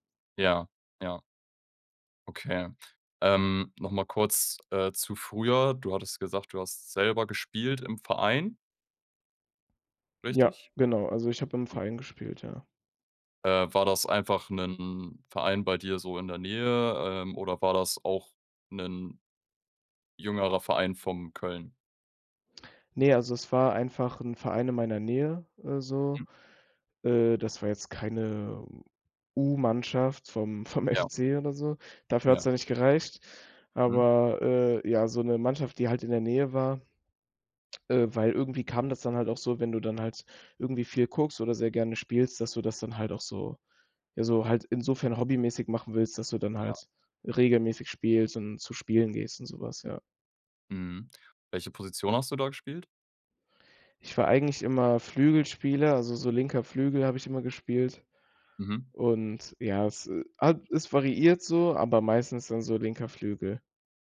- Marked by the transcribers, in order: other background noise; laughing while speaking: "vom FC"
- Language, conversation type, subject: German, podcast, Wie hast du dein liebstes Hobby entdeckt?